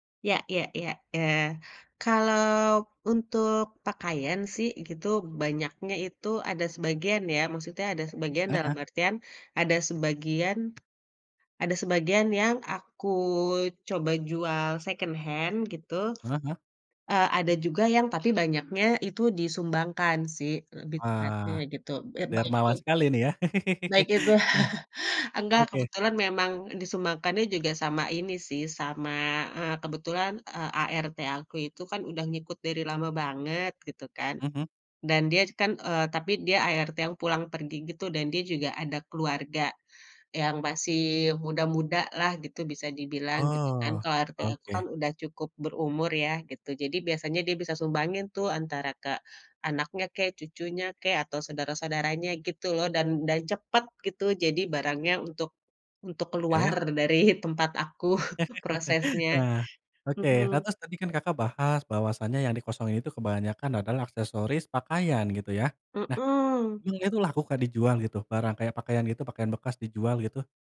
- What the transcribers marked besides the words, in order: tapping; in English: "second hand"; other background noise; chuckle; laugh; laughing while speaking: "keluar dari tempat aku"; chuckle
- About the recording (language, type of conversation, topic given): Indonesian, podcast, Pernah nggak kamu merasa lega setelah mengurangi barang?